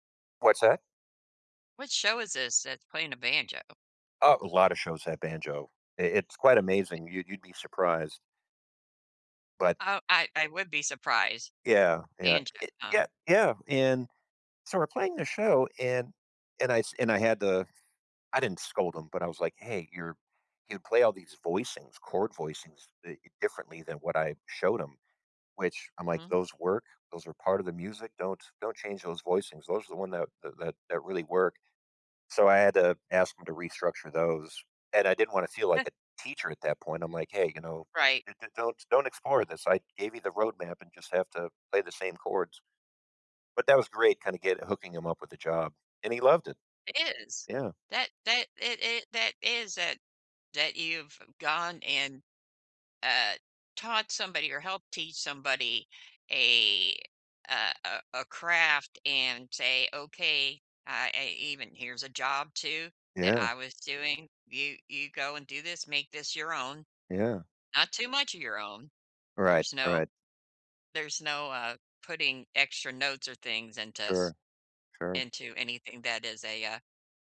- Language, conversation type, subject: English, unstructured, When should I teach a friend a hobby versus letting them explore?
- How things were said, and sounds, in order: chuckle